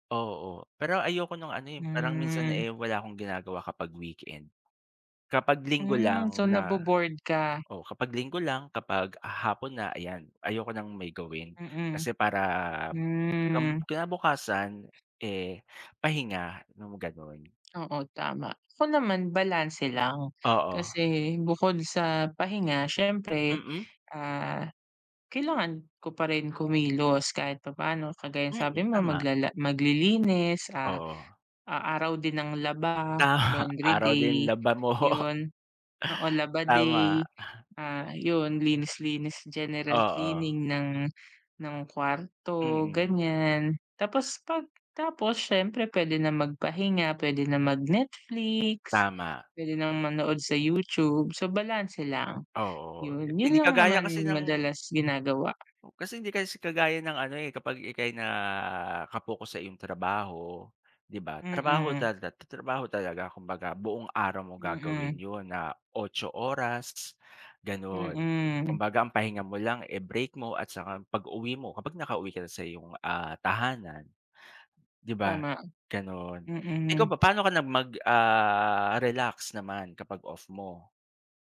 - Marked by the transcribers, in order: other background noise; laughing while speaking: "Tama araw din laba mo"
- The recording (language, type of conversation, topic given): Filipino, unstructured, Ano ang ideya mo ng perpektong araw na walang pasok?